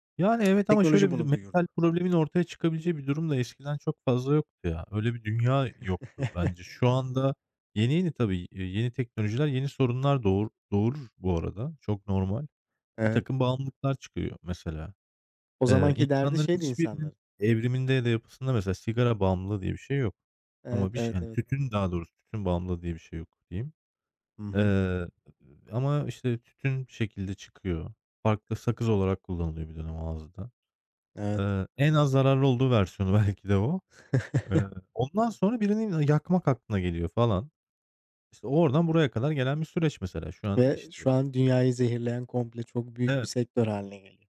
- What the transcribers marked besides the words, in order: tapping; chuckle; laughing while speaking: "belki de"; chuckle; other background noise
- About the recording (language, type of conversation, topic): Turkish, unstructured, Geçmişteki teknolojik gelişmeler hayatımızı nasıl değiştirdi?
- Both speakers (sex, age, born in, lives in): male, 25-29, Turkey, Romania; male, 35-39, Turkey, Germany